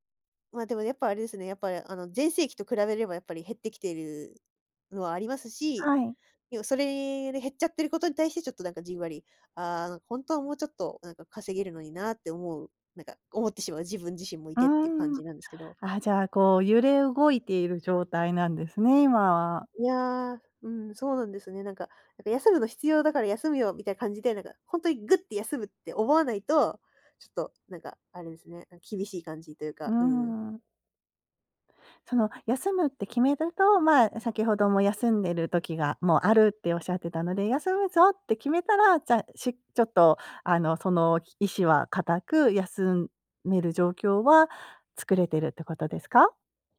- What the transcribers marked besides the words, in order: none
- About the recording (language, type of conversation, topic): Japanese, advice, 休みの日でも仕事のことが頭から離れないのはなぜですか？